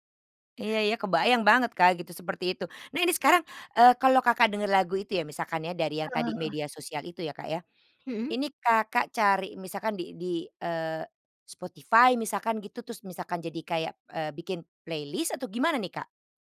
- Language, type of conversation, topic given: Indonesian, podcast, Bagaimana media sosial mengubah cara kita menikmati musik?
- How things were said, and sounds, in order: none